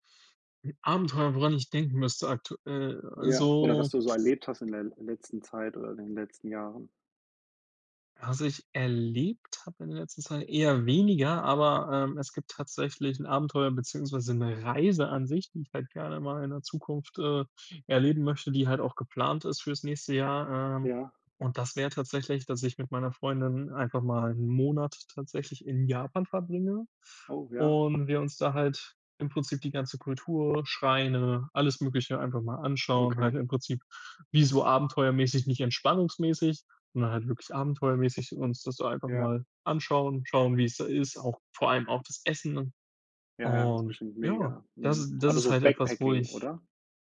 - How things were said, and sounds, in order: other background noise
- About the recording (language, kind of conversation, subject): German, unstructured, Gibt es ein Abenteuer, das du unbedingt erleben möchtest?